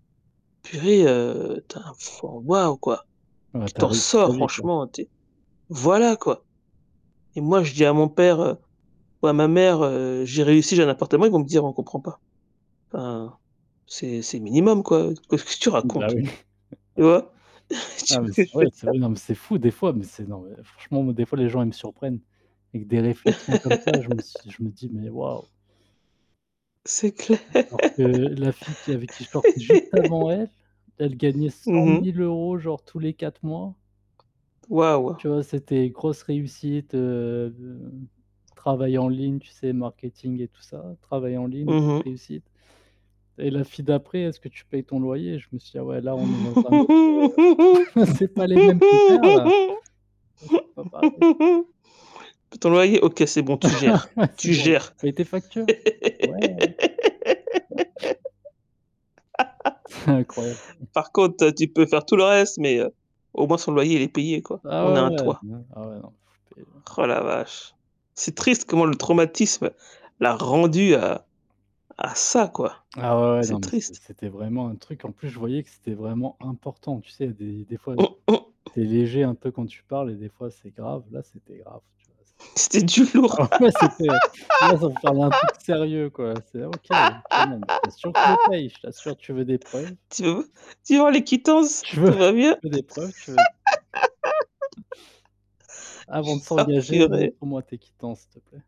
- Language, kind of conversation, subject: French, unstructured, As-tu déjà eu peur de ne pas pouvoir payer tes factures ?
- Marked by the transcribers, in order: stressed: "sors"; mechanical hum; chuckle; laughing while speaking: "Tu vois ce que je veux dire ?"; stressed: "fou"; tapping; laugh; distorted speech; laugh; laugh; chuckle; laugh; static; other background noise; laughing while speaking: "Incroyable"; stressed: "triste"; stressed: "important"; laughing while speaking: "C'était du lourd"; laughing while speaking: "Alors ouais"; laugh; laughing while speaking: "Tu veux"; sniff; laugh